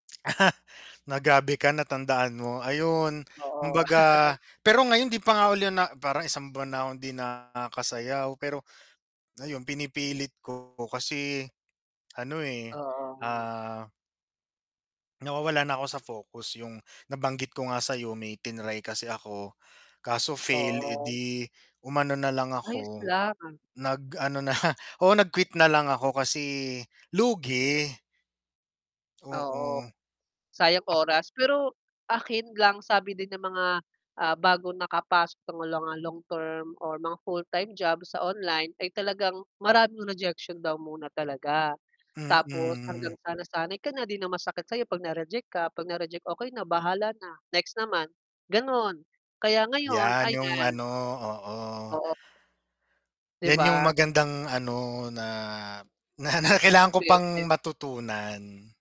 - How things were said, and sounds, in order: chuckle; tongue click; laugh; distorted speech; drawn out: "ah"; gasp; laughing while speaking: "lang"; static; gasp; laughing while speaking: "na kailangan"; unintelligible speech
- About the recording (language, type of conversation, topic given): Filipino, unstructured, Paano mo hinaharap ang takot na mawala ang sarili mo?